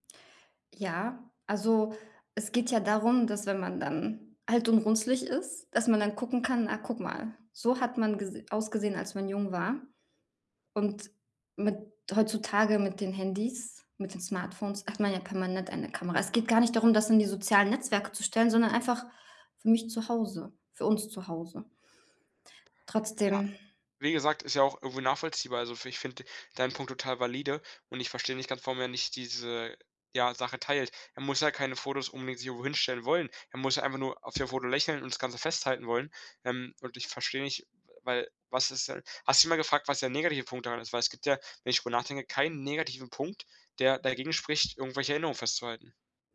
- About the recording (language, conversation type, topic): German, advice, Wie können wir wiederkehrende Streits über Kleinigkeiten endlich lösen?
- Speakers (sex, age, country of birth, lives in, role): female, 35-39, Russia, Germany, user; male, 18-19, Germany, Germany, advisor
- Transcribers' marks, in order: none